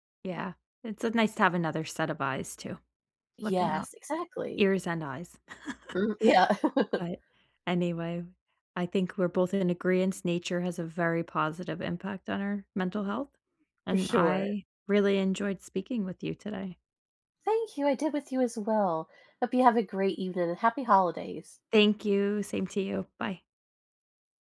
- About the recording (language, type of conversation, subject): English, unstructured, How can I use nature to improve my mental health?
- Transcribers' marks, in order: chuckle; laugh